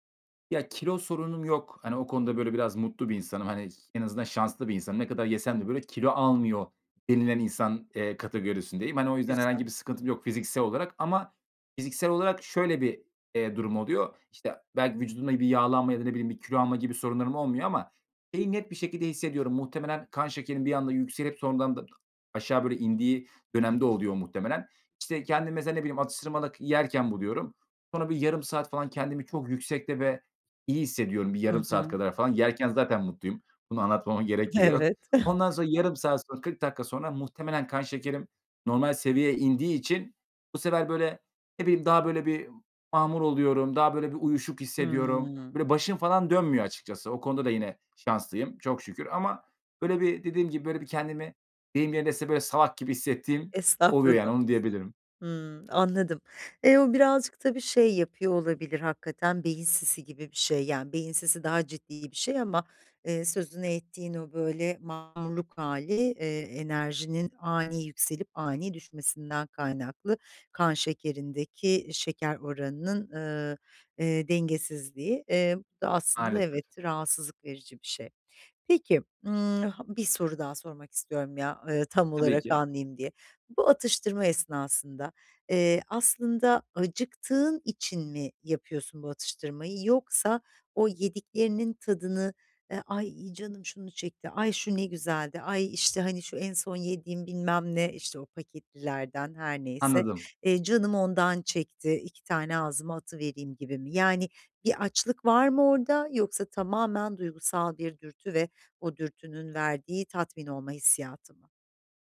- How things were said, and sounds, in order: other noise; other background noise; laughing while speaking: "Evet"; chuckle; drawn out: "Hımm"; laughing while speaking: "Estağfurullah"
- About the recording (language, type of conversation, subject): Turkish, advice, Atıştırmalık seçimlerimi evde ve dışarıda daha sağlıklı nasıl yapabilirim?
- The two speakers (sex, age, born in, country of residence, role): female, 50-54, Turkey, Italy, advisor; male, 25-29, Turkey, Bulgaria, user